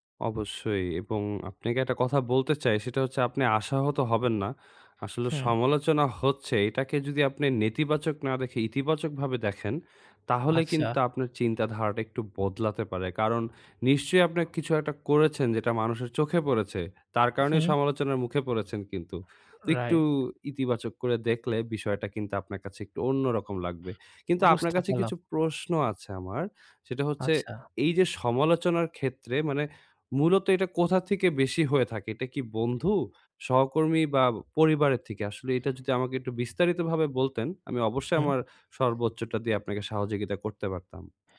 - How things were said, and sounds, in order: tapping
- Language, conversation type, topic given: Bengali, advice, অপ্রয়োজনীয় সমালোচনার মুখে কীভাবে আত্মসম্মান বজায় রেখে নিজেকে রক্ষা করতে পারি?